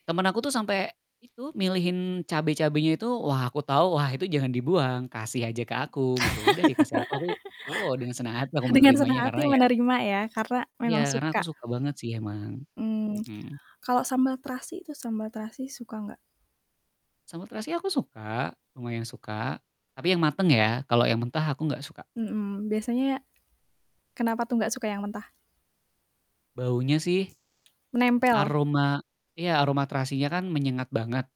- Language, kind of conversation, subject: Indonesian, podcast, Menurut kamu, apa peran sambal dalam masakan Indonesia?
- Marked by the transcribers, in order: static; laugh; other background noise; mechanical hum